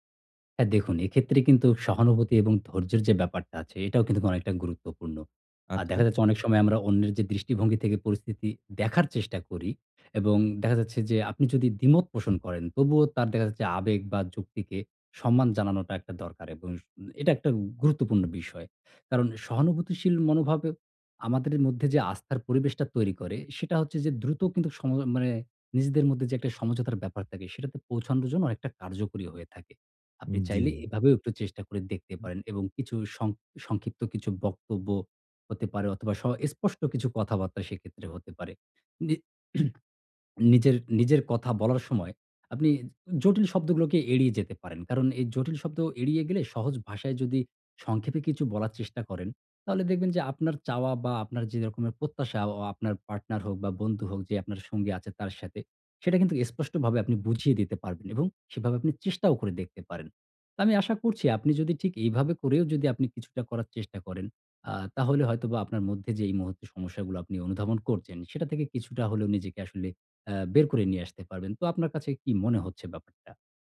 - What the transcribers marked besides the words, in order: "এবং" said as "এবংস"; throat clearing; swallow; "আপনি" said as "আপ্নিজ"
- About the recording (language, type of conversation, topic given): Bengali, advice, আপনারা কি একে অপরের মূল্যবোধ ও লক্ষ্যগুলো সত্যিই বুঝতে পেরেছেন এবং সেগুলো নিয়ে খোলামেলা কথা বলতে পারেন?